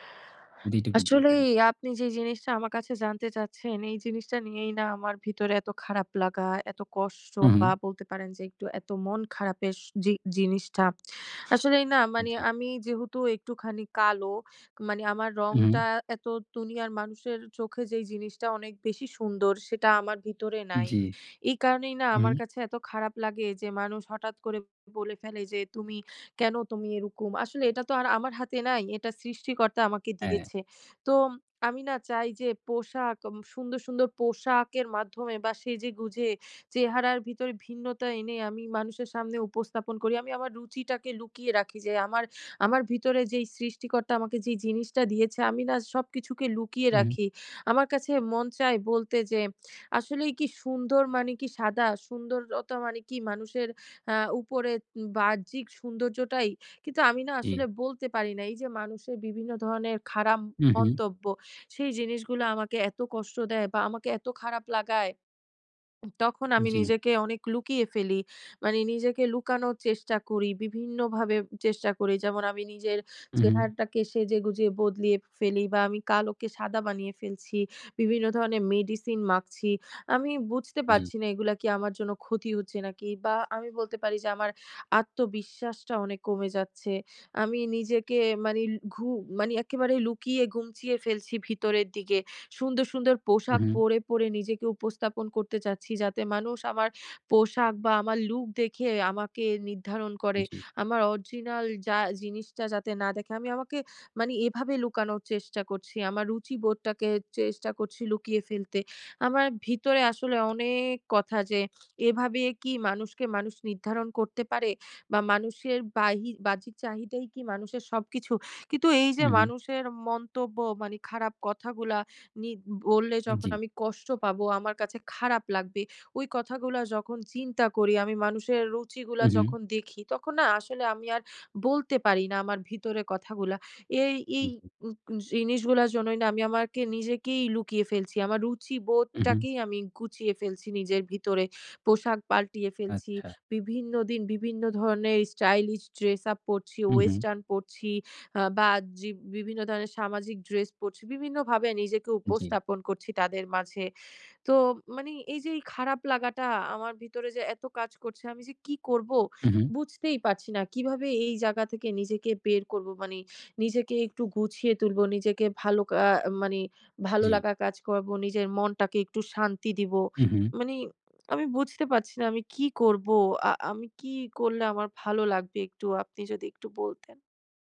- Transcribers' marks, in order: "খারাপ" said as "খারাম"; other background noise
- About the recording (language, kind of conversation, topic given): Bengali, advice, আপনি পোশাক-পরিচ্ছদ ও বাহ্যিক চেহারায় নিজের রুচি কীভাবে লুকিয়ে রাখেন?